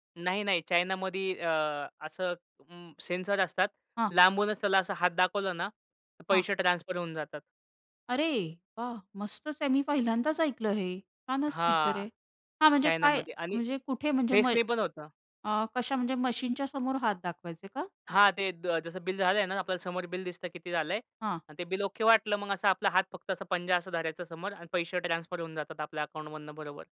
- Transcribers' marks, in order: in English: "सेन्सर"; surprised: "अरे, वाह! मस्तच आहे. मी पहिल्यांदाच ऐकलं हे. छानच फीचर आहे"; in English: "मशीनच्या"; stressed: "ओके"
- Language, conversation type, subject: Marathi, podcast, ऑनलाइन पेमेंट्स आणि यूपीआयने तुमचं आयुष्य कसं सोपं केलं?